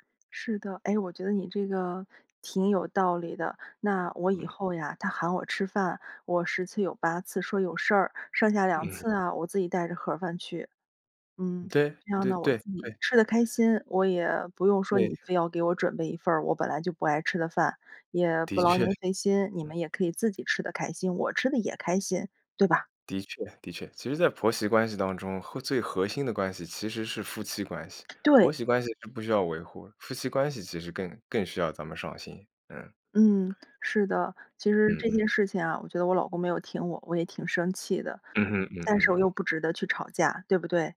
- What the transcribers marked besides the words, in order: other background noise
- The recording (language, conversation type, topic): Chinese, advice, 被朋友圈排挤让我很受伤，我该如何表达自己的感受并处理这段关系？